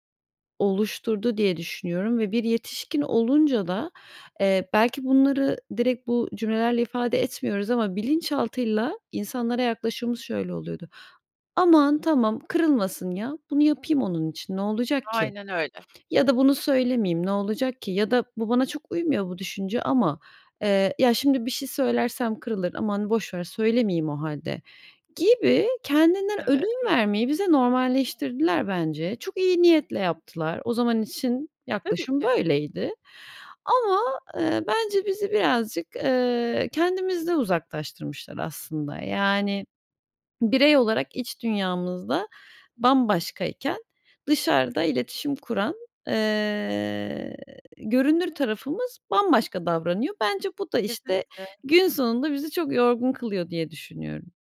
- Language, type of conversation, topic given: Turkish, advice, Herkesi memnun etmeye çalışırken neden sınır koymakta zorlanıyorum?
- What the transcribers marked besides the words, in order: other background noise; swallow